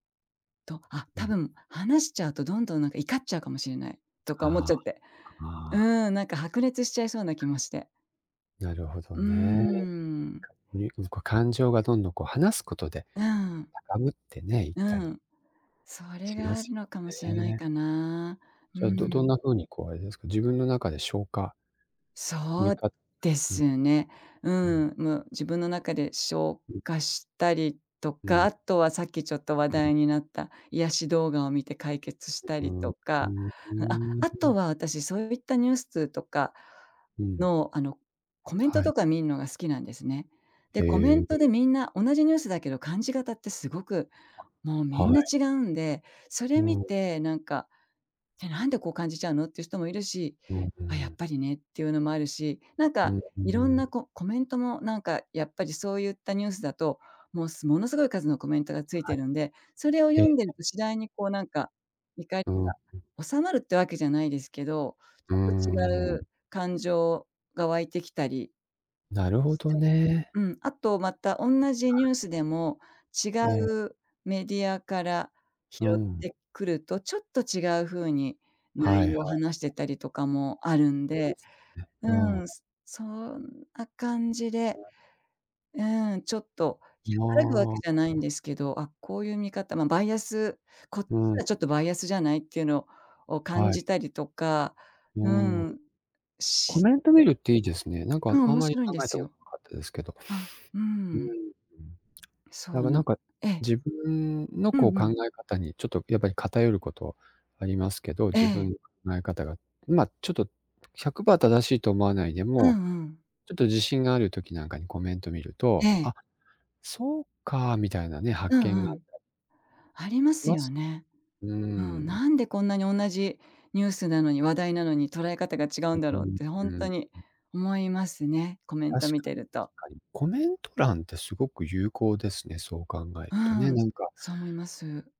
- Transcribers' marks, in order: unintelligible speech; unintelligible speech; tapping; other background noise; unintelligible speech; unintelligible speech
- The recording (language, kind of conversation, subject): Japanese, unstructured, 最近のニュースを見て、怒りを感じたことはありますか？
- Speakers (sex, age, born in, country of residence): female, 55-59, Japan, Japan; male, 50-54, Japan, Japan